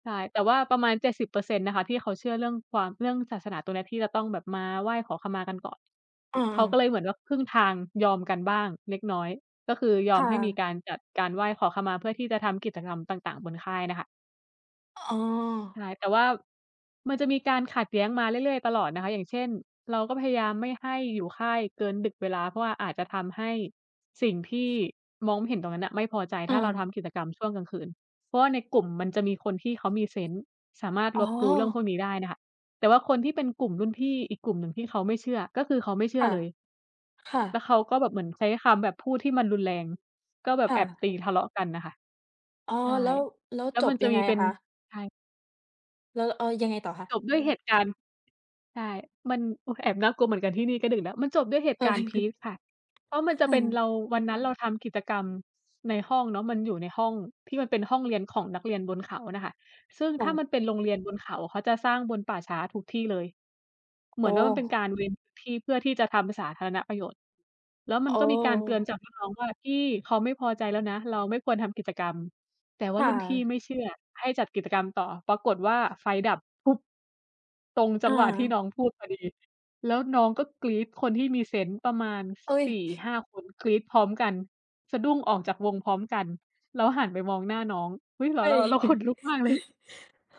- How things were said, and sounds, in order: other noise; background speech; tapping; chuckle; other background noise; unintelligible speech; chuckle
- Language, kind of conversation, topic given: Thai, unstructured, คุณเคยรู้สึกขัดแย้งกับคนที่มีความเชื่อต่างจากคุณไหม?